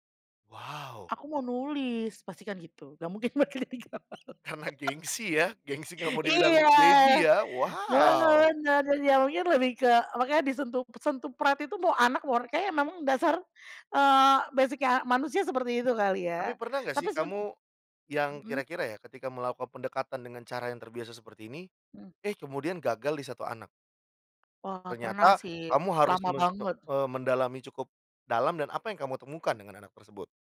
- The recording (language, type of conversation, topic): Indonesian, podcast, Kebiasaan kecil apa yang membuat kreativitasmu berkembang?
- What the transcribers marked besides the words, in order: unintelligible speech; laugh; in English: "no no"; in English: "baby"; unintelligible speech; in English: "basic-nya"